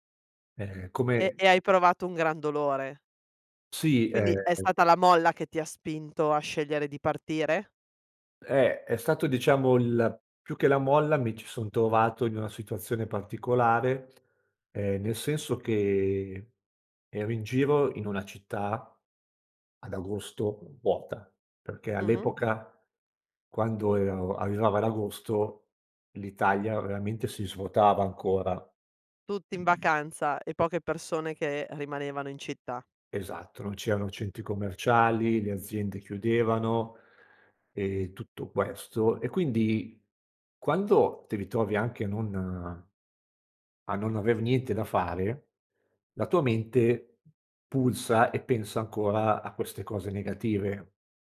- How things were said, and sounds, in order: tapping
- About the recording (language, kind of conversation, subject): Italian, podcast, Qual è un viaggio che ti ha cambiato la vita?